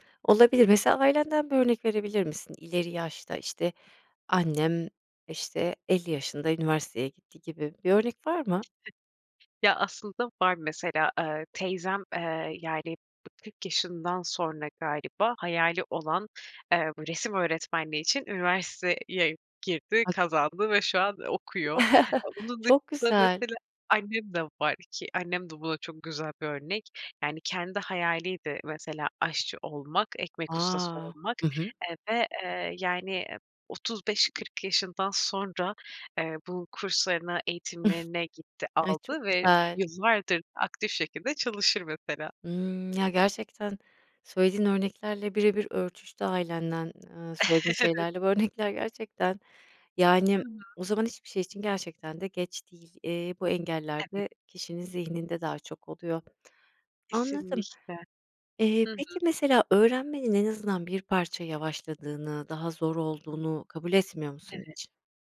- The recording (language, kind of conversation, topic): Turkish, podcast, Öğrenmenin yaşla bir sınırı var mı?
- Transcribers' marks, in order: other background noise; other noise; unintelligible speech; tapping; chuckle; chuckle; laughing while speaking: "Evet"